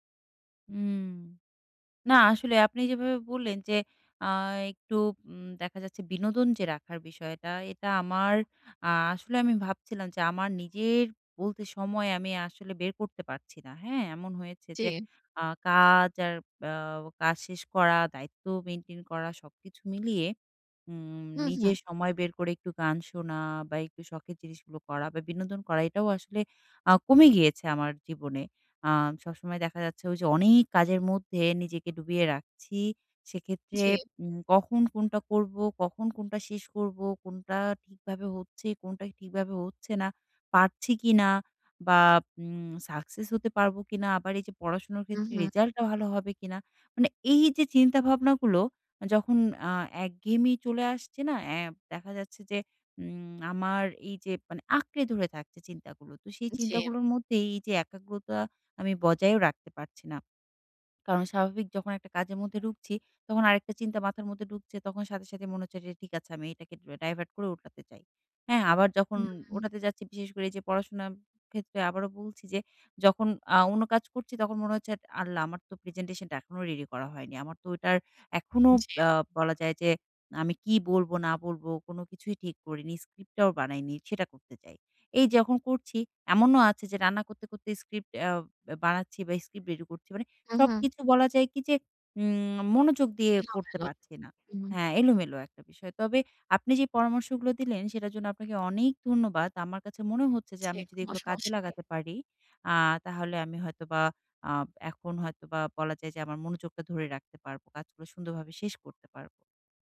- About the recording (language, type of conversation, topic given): Bengali, advice, বহু কাজের মধ্যে কীভাবে একাগ্রতা বজায় রেখে কাজ শেষ করতে পারি?
- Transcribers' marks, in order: tapping